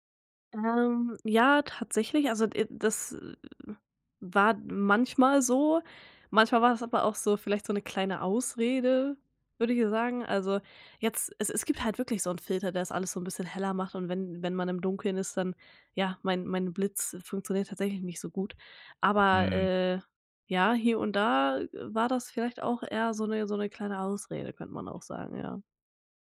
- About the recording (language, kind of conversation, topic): German, podcast, Wie beeinflussen Filter dein Schönheitsbild?
- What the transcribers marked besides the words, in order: other noise